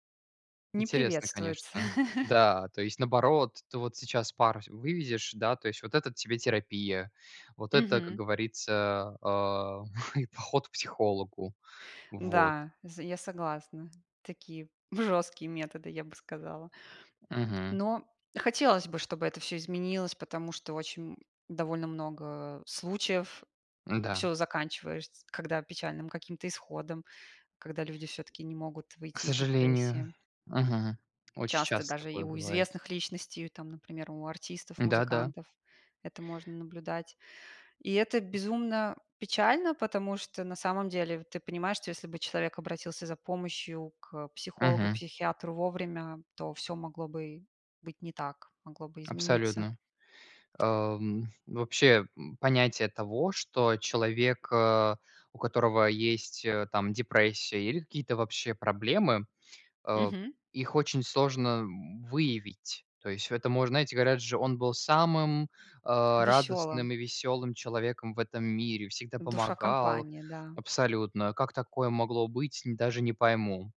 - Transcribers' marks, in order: other background noise; chuckle; chuckle; tapping; chuckle; "заканчивается" said as "заканчиваишть"; "Очень" said as "оч"
- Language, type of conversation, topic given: Russian, unstructured, Что вас больше всего раздражает в отношении общества к депрессии?